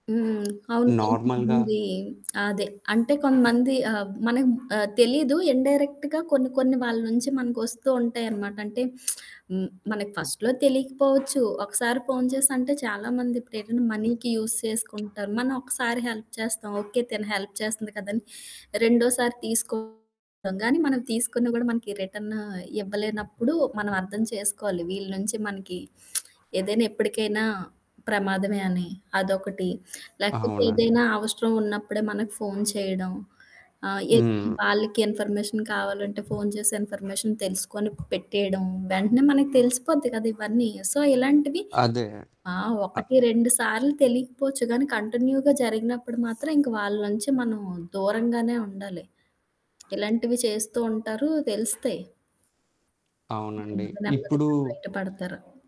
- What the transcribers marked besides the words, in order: static; other background noise; distorted speech; in English: "నార్మల్‌గా"; in English: "ఇన్‌డై‌రెక్ట్‌గా"; lip smack; in English: "ఫస్ట్‌లో"; in English: "మనీకి యూజ్"; in English: "హెల్ప్"; in English: "హెల్ప్"; in English: "రిటర్న్"; lip smack; in English: "ఇన్‌ఫర్మేషన్"; in English: "ఇన్ఫర్మేషన్"; in English: "సో"; in English: "కంటిన్యూగా"; tapping
- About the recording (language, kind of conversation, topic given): Telugu, podcast, నిజమైన మిత్రుణ్ని గుర్తించడానికి ముఖ్యమైన మూడు లక్షణాలు ఏవి?